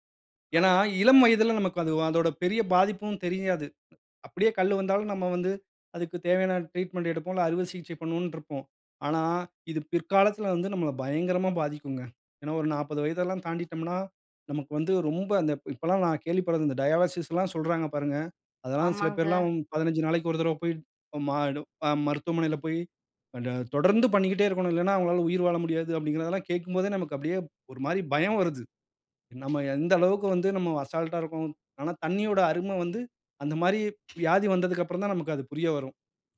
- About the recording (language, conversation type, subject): Tamil, podcast, உங்கள் உடலுக்கு போதுமான அளவு நீர் கிடைக்கிறதா என்பதைக் எப்படி கவனிக்கிறீர்கள்?
- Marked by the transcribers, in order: in English: "ட்ரீட்மென்ட்"; in English: "டயாலிசிஸ்"; unintelligible speech; unintelligible speech; other noise